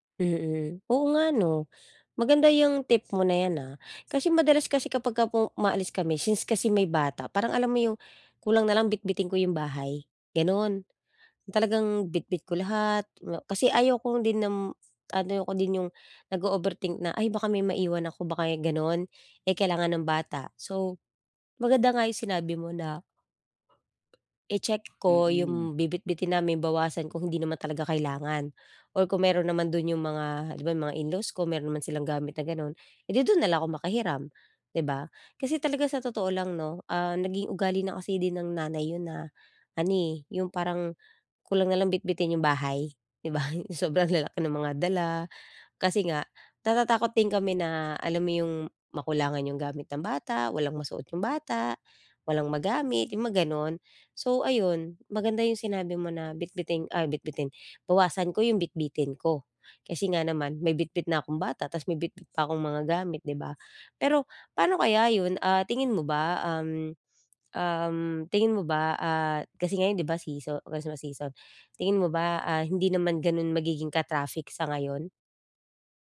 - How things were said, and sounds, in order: tapping; laughing while speaking: "'di ba? 'Yung"
- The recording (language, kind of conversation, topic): Filipino, advice, Paano ko makakayanan ang stress at abala habang naglalakbay?